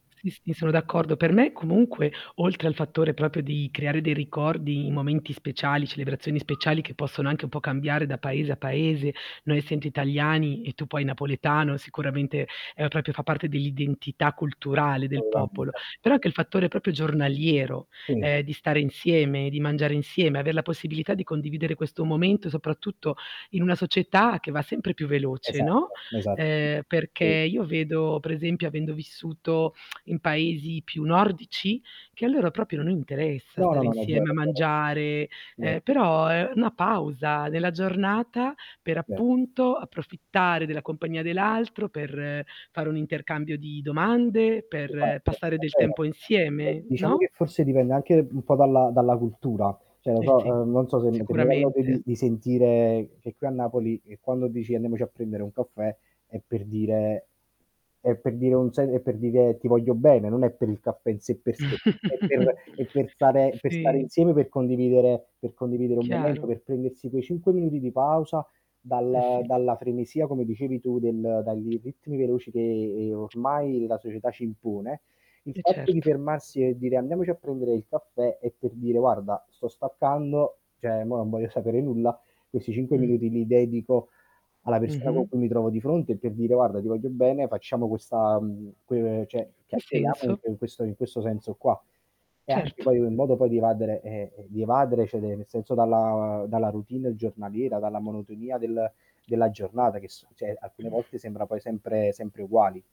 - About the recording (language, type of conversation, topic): Italian, unstructured, Che significato ha per te mangiare insieme ad altre persone?
- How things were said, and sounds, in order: static; whistle; "essendo" said as "essento"; other background noise; unintelligible speech; distorted speech; tongue click; unintelligible speech; chuckle; tapping; "cioè" said as "ceh"; "cioè" said as "ceh"; "cioè" said as "ceh"; "cioè" said as "ceh"